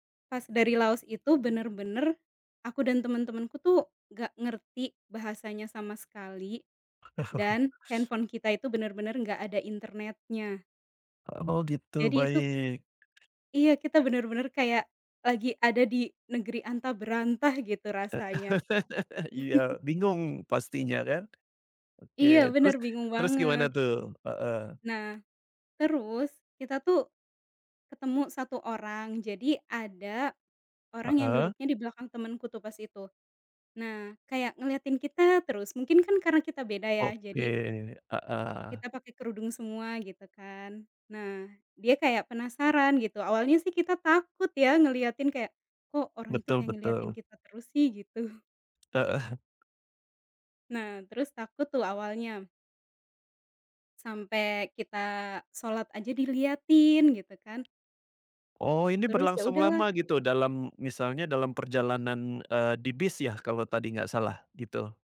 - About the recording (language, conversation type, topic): Indonesian, podcast, Pernahkah kamu bertemu orang asing yang membantumu saat sedang kesulitan, dan bagaimana ceritanya?
- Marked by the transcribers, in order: chuckle; laugh; chuckle; tapping